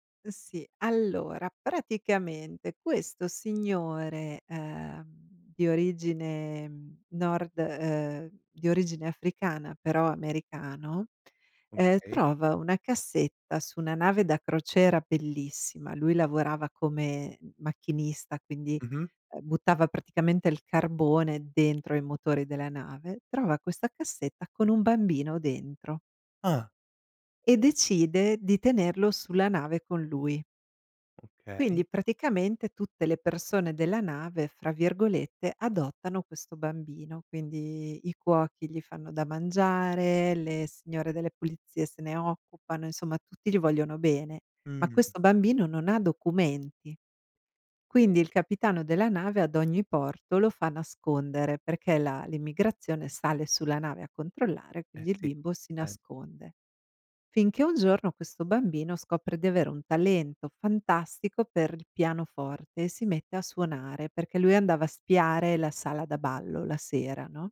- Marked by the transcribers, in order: other background noise
- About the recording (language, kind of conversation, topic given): Italian, podcast, Quale film ti fa tornare subito indietro nel tempo?